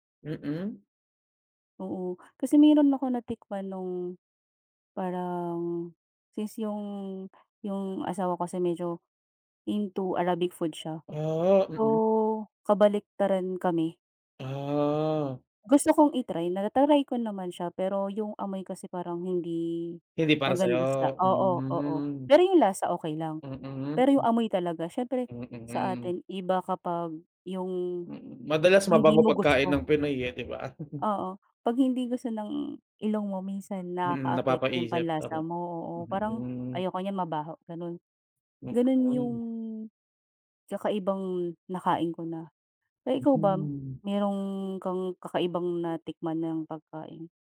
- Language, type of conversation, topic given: Filipino, unstructured, Ano ang pinaka-kakaibang pagkain na natikman mo?
- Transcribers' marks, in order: tapping; drawn out: "Ah"; drawn out: "Hmm"; other background noise; chuckle